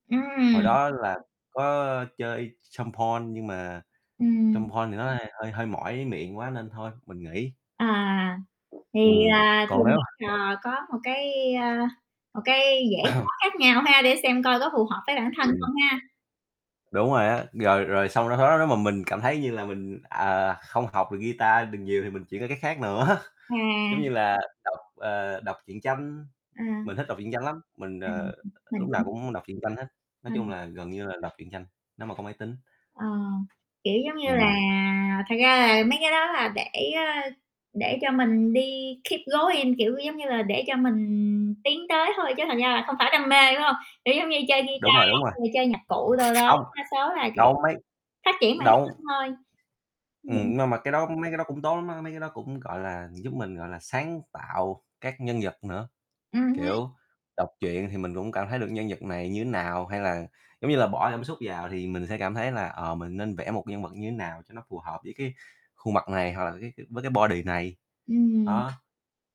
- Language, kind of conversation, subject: Vietnamese, unstructured, Nếu không có máy chơi game, bạn sẽ giải trí vào cuối tuần như thế nào?
- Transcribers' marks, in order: distorted speech; tapping; other background noise; unintelligible speech; unintelligible speech; throat clearing; laughing while speaking: "nữa"; unintelligible speech; in English: "keep going"; static; in English: "body"